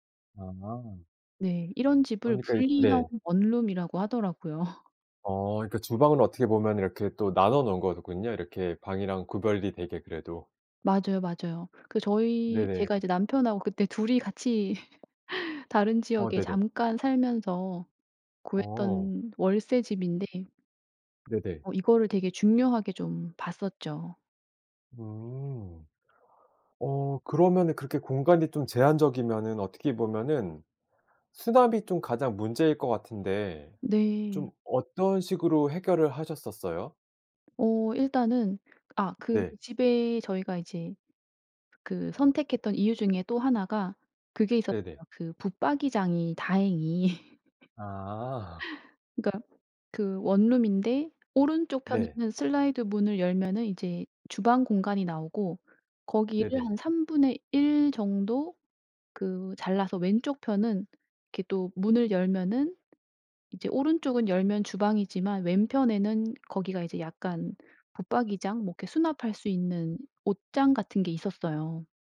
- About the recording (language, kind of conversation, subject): Korean, podcast, 작은 집에서도 더 편하게 생활할 수 있는 팁이 있나요?
- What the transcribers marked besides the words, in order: background speech; laugh; laugh; tapping; other background noise; laugh